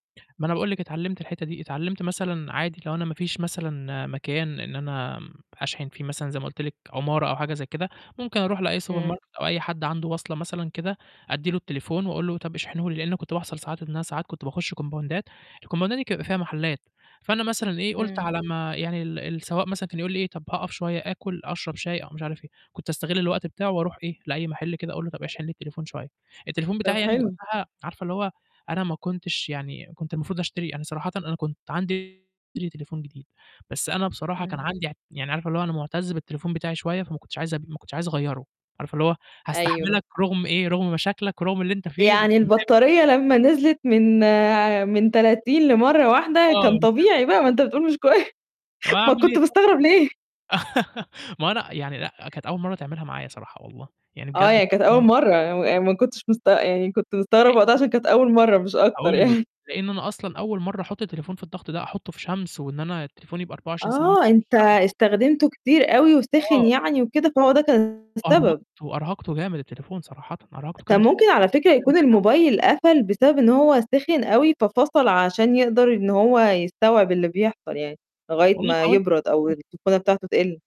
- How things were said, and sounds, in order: in English: "سوبر ماركت"; in English: "كومباوندات، الكومباوندات"; tapping; distorted speech; unintelligible speech; laughing while speaking: "كوي ما كنت مستغرب ليه؟"; laugh; other background noise; unintelligible speech; laughing while speaking: "يع"; unintelligible speech
- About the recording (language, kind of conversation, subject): Arabic, podcast, إيه خطتك لو بطارية موبايلك خلصت وإنت تايه؟